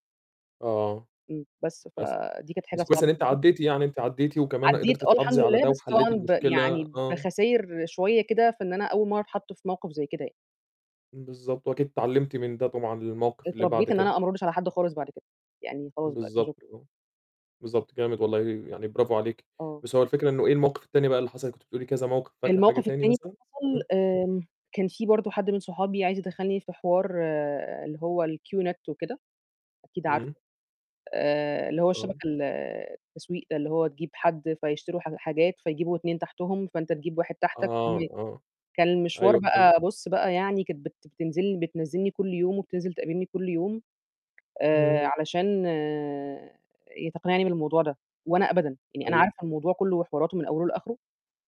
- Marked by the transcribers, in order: tapping; distorted speech; other background noise; in English: "Q Net"; unintelligible speech
- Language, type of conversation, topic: Arabic, podcast, إزاي تقول لأ من غير ما تحس بالذنب؟